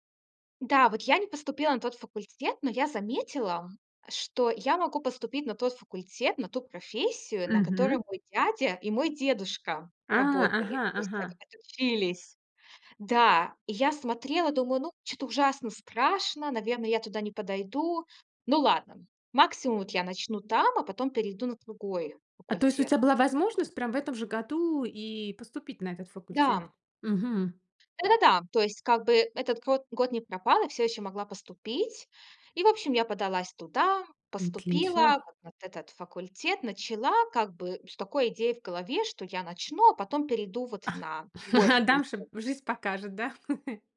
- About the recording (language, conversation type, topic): Russian, podcast, Как ты выбрал свою профессию?
- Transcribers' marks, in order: other background noise; chuckle; chuckle